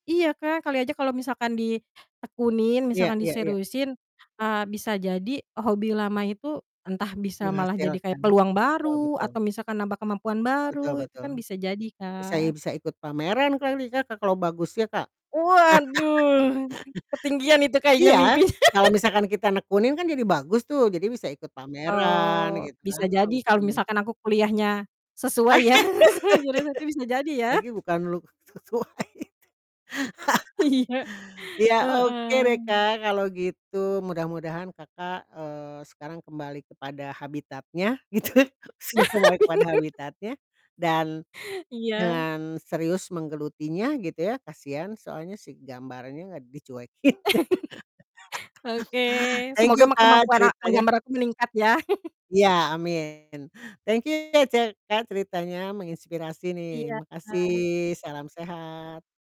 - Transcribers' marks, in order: distorted speech; chuckle; laugh; laughing while speaking: "mimpinya"; laugh; laughing while speaking: "ya, sesuai"; laugh; laughing while speaking: "sesuai"; laugh; laughing while speaking: "Iya"; laughing while speaking: "gitu"; laugh; laughing while speaking: "Bener"; laugh; laughing while speaking: "dicuekin"; laugh; chuckle
- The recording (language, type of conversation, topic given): Indonesian, podcast, Bagaimana caramu memulai lagi dari nol saat mencoba kembali hobi lama?